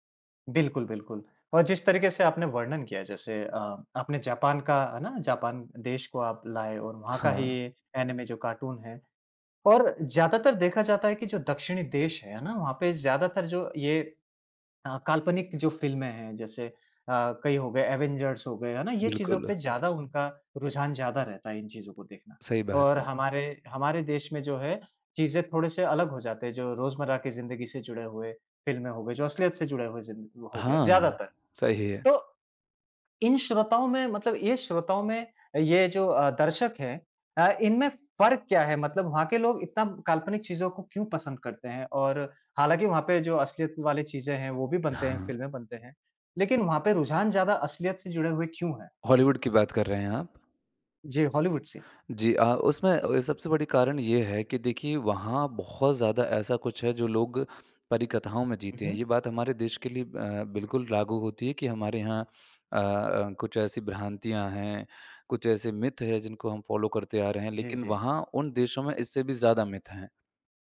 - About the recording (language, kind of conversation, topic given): Hindi, podcast, किस फिल्म ने आपको असल ज़िंदगी से कुछ देर के लिए भूलाकर अपनी दुनिया में खो जाने पर मजबूर किया?
- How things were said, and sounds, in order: in English: "एनिमे"; in English: "मिथ"; in English: "फॉलो"; in English: "मिथ"